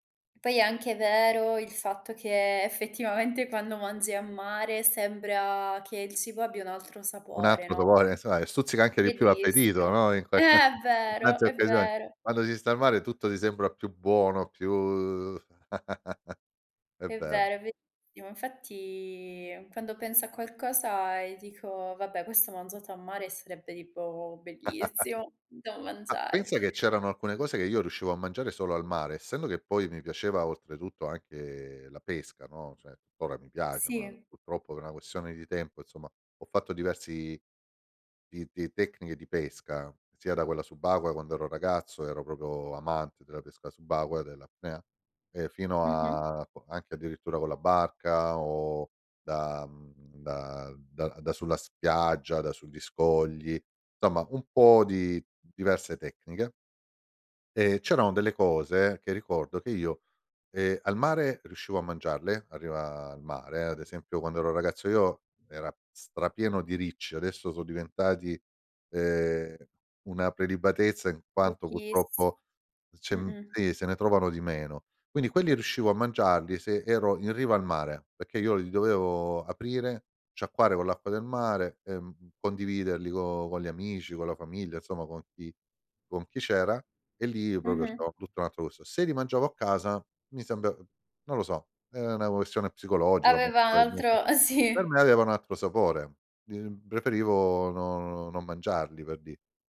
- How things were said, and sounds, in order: laughing while speaking: "effetivamente"; unintelligible speech; chuckle; drawn out: "Infatti"; chuckle; "bellissimo" said as "bellissio"; "proprio" said as "propio"; "proprio" said as "propio"; "probabilmente" said as "proabilmente"; laughing while speaking: "uhm, sì"
- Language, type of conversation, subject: Italian, podcast, Che cosa ti dice il mare quando ti fermi ad ascoltarlo?